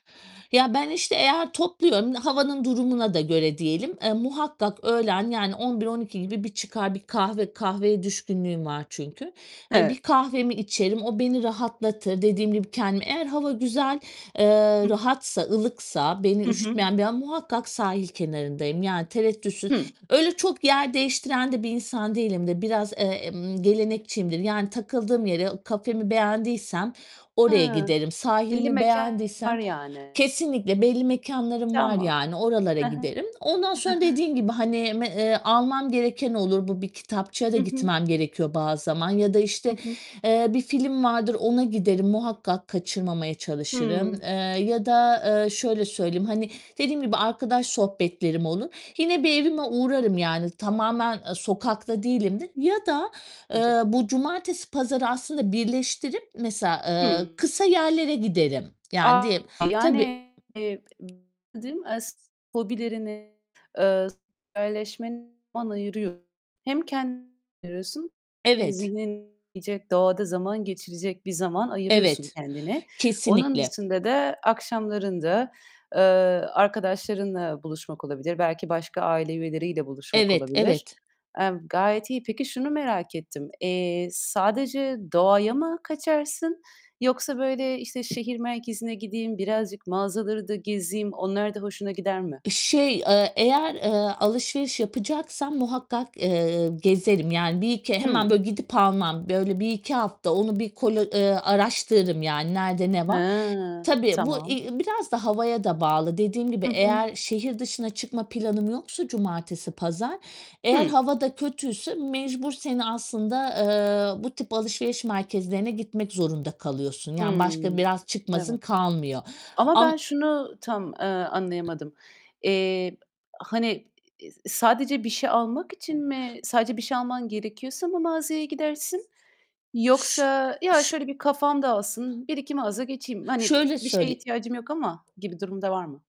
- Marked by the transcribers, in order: distorted speech; other background noise; unintelligible speech; unintelligible speech; unintelligible speech; unintelligible speech; tapping
- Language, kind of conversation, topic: Turkish, podcast, Hafta sonlarını evde genelde nasıl geçirirsin?